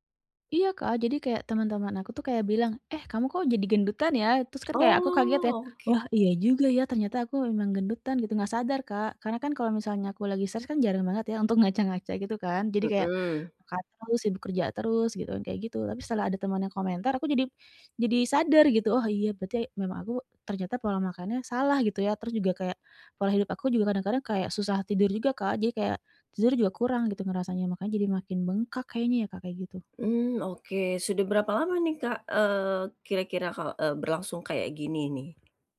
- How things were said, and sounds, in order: other background noise
- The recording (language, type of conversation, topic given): Indonesian, advice, Bagaimana saya bisa menata pola makan untuk mengurangi kecemasan?